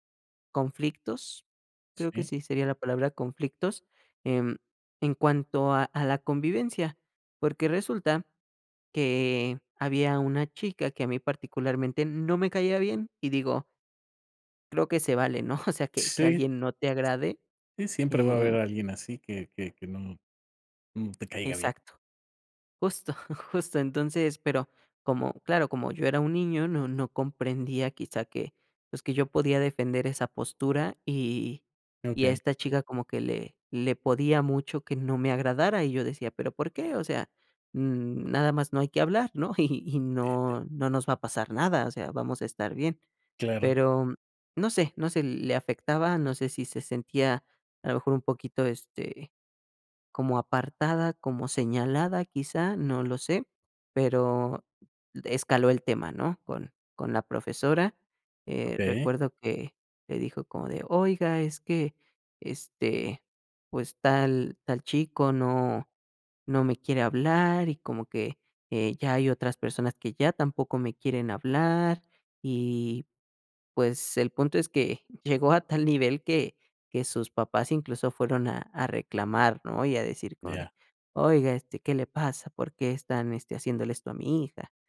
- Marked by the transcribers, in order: chuckle; chuckle; chuckle; put-on voice: "Oiga, este, ¿qué le pasa? … a mi hija?"
- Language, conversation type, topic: Spanish, podcast, ¿Cuál fue un momento que cambió tu vida por completo?